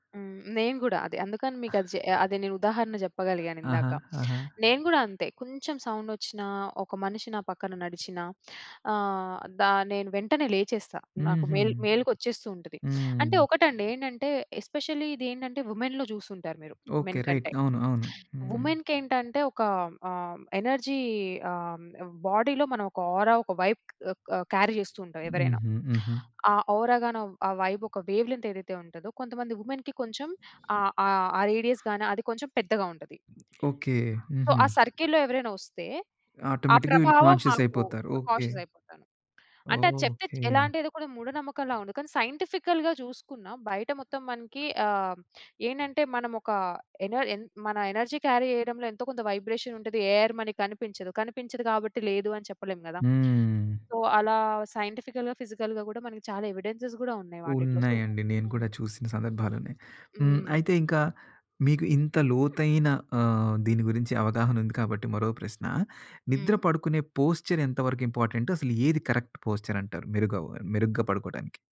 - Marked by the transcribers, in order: chuckle; in English: "ఎస్పెషల్లీ"; in English: "వుమెన్‌లో"; in English: "మెన్"; in English: "రైట్"; in English: "ఎనర్జీ"; in English: "బాడీ‌లో"; in English: "ఔరా"; in English: "వైబ్"; in English: "క్యారీ"; in English: "ఔరా"; in English: "వైబ్"; in English: "వేవ్ లెంత్"; in English: "వుమెన్‌కి"; in English: "రేడియస్"; other background noise; tapping; in English: "సో"; in English: "సర్కిల్‌లో"; in English: "ఆటోమేటిక్‌గా"; in English: "కాన్షియస్"; in English: "సైంటిఫికల్‌గా"; in English: "ఎనర్జీ క్యారీ"; in English: "ఎయిర్"; in English: "సో"; in English: "సైంటిఫికల్‌గా, ఫిజికల్‌గా"; in English: "ఎవిడెన్సెస్"; in English: "సో"; in English: "పోస్చర్"; in English: "ఇంపార్టెంట్?"; in English: "కరెక్ట్"
- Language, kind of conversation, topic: Telugu, podcast, నిద్రను మెరుగుపరచుకోవడానికి మీరు పాటించే అలవాట్లు ఏవి?